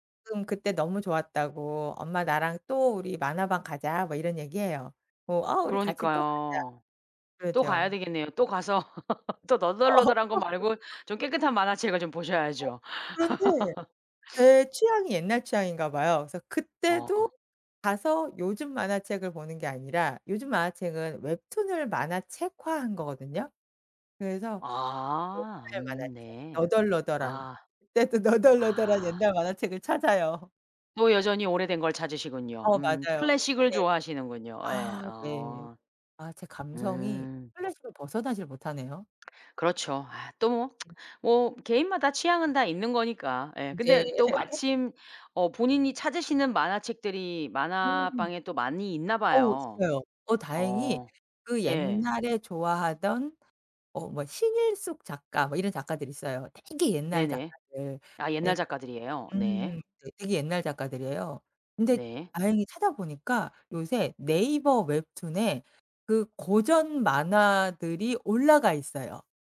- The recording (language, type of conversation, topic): Korean, podcast, 어릴 때 즐겨 보던 만화나 TV 프로그램은 무엇이었나요?
- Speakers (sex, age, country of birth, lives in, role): female, 45-49, South Korea, France, guest; female, 45-49, South Korea, United States, host
- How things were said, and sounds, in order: laugh; laugh; sniff; other background noise; laughing while speaking: "너덜너덜한"; laughing while speaking: "찾아요"; tsk; laugh; tapping